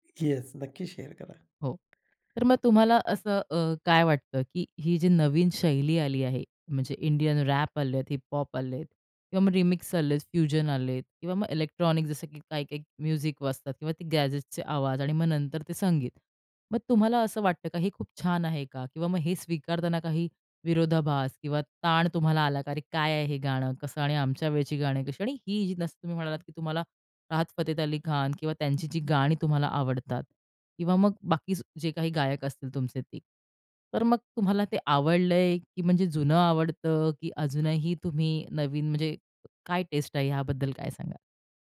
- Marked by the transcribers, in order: in English: "शेअर"; other background noise; in English: "इंडियन रॅप"; in English: "हिप-हॉप"; in English: "रिमिक्स"; in English: "फ्युजन"; in English: "इलेक्ट्रॉनिक"; in English: "म्युझिक"; in English: "गॅजेट्सचे"; in English: "टेस्ट"
- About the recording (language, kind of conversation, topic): Marathi, podcast, शहरात आल्यावर तुमचा संगीतस्वाद कसा बदलला?